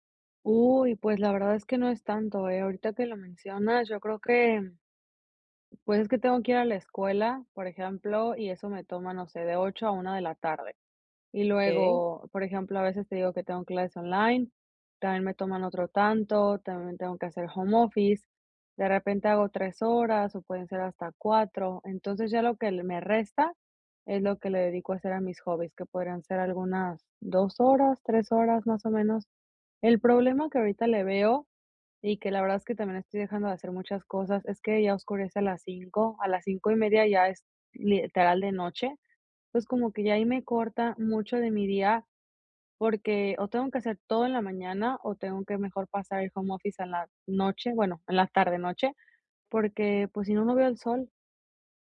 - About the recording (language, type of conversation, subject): Spanish, advice, ¿Cómo puedo equilibrar mis pasatiempos con mis obligaciones diarias sin sentirme culpable?
- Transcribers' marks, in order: other background noise